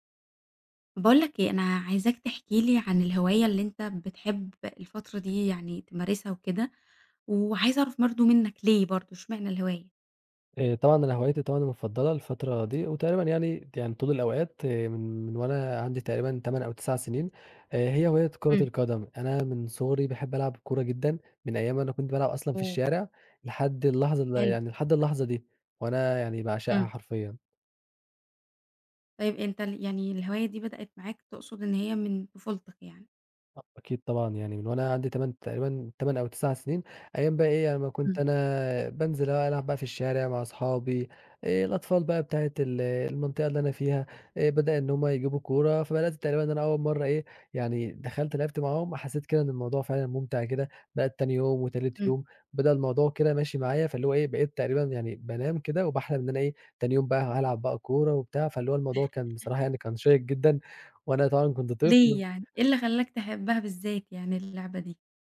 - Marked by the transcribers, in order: tapping; unintelligible speech; chuckle
- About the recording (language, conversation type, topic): Arabic, podcast, إيه أكتر هواية بتحب تمارسها وليه؟